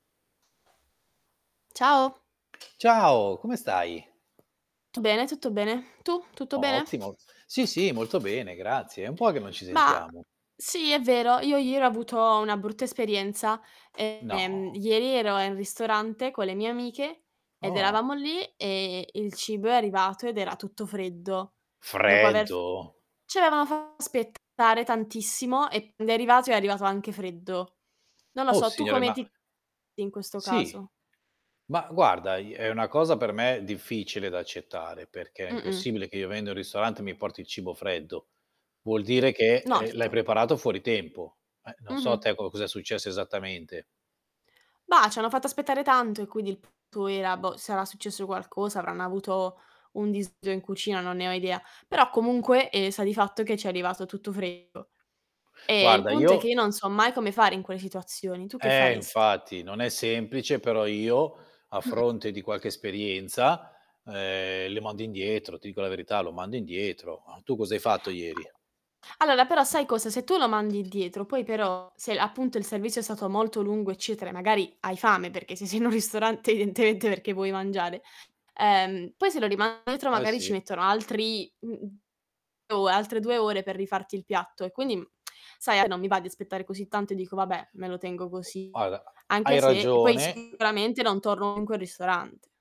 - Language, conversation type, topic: Italian, unstructured, Come reagisci se il cibo ti viene servito freddo o preparato male?
- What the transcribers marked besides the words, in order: tapping; static; distorted speech; surprised: "No"; surprised: "Freddo?"; other noise; laughing while speaking: "sei in un ristorante evidentemente"; tsk; "Guarda" said as "arda"